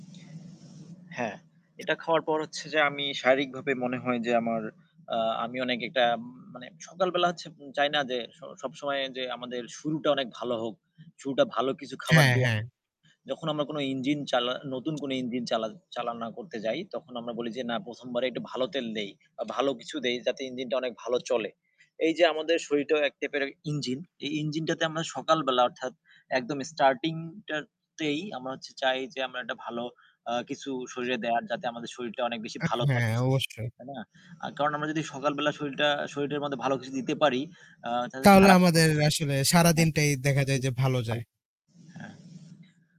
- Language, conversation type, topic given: Bengali, unstructured, সকালের নাস্তায় রুটি নাকি পরোটা—আপনার কোনটি বেশি পছন্দ?
- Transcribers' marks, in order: static; tapping; other background noise; "টা তেই" said as "টারতেই"; unintelligible speech